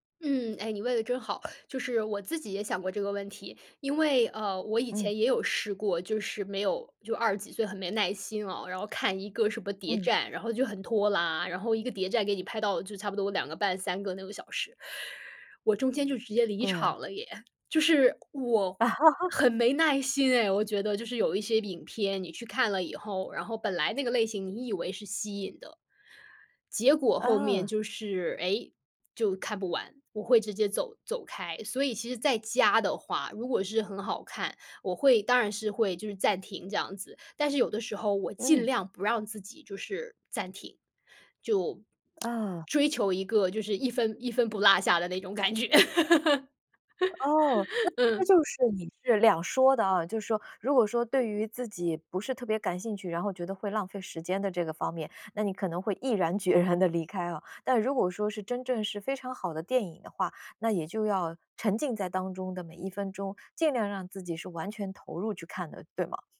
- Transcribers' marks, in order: laugh; tsk; laughing while speaking: "感觉"; laugh; laughing while speaking: "决然"
- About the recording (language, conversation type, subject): Chinese, podcast, 你更喜欢在电影院观影还是在家观影？